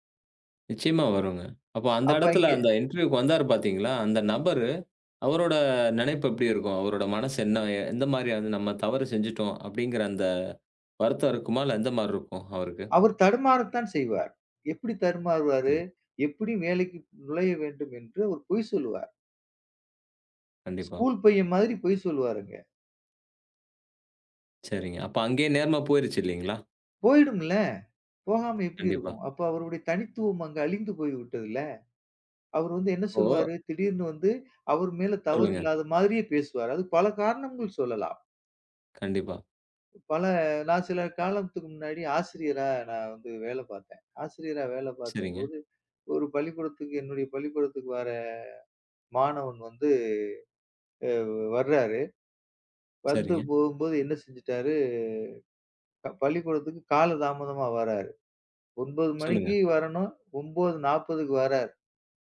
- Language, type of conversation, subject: Tamil, podcast, நேர்மை நம்பிக்கையை உருவாக்குவதில் எவ்வளவு முக்கியம்?
- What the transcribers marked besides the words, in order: in English: "இன்டர்வியூ"; drawn out: "செய்துட்டார்?"